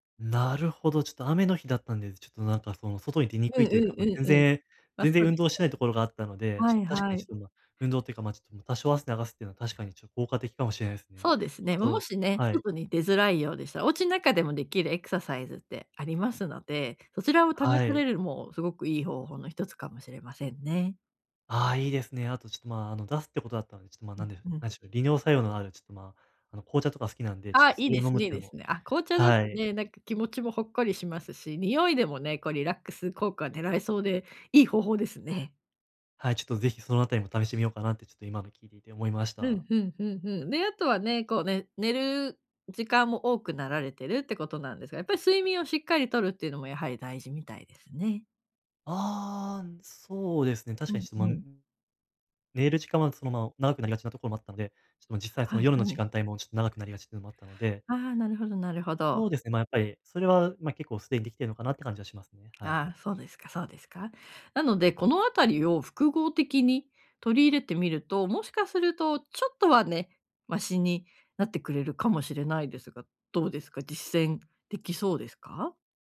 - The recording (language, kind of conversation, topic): Japanese, advice, 頭がぼんやりして集中できないとき、思考をはっきりさせて注意力を取り戻すにはどうすればよいですか？
- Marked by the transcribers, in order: unintelligible speech